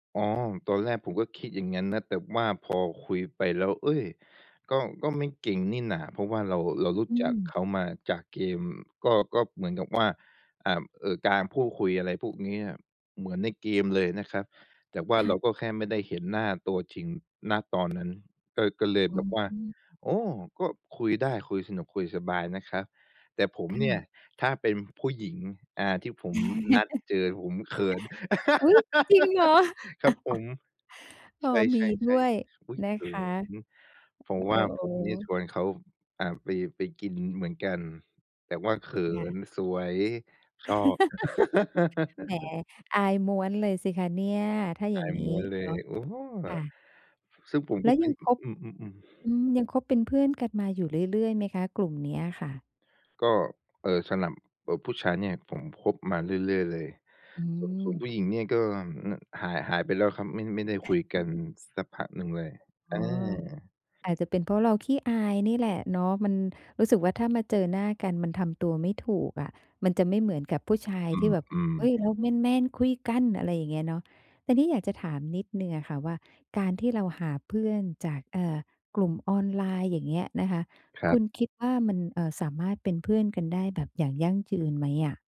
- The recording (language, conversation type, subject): Thai, podcast, คุณจะแนะนำวิธีหาเพื่อนใหม่ให้คนขี้อายได้อย่างไร?
- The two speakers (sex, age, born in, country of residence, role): female, 50-54, Thailand, Thailand, host; male, 25-29, Thailand, Thailand, guest
- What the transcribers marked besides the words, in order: other background noise; tapping; laugh; laugh; laugh; laugh; laugh; put-on voice: "เฮ้ย ! เราแมน ๆ คุยกัน"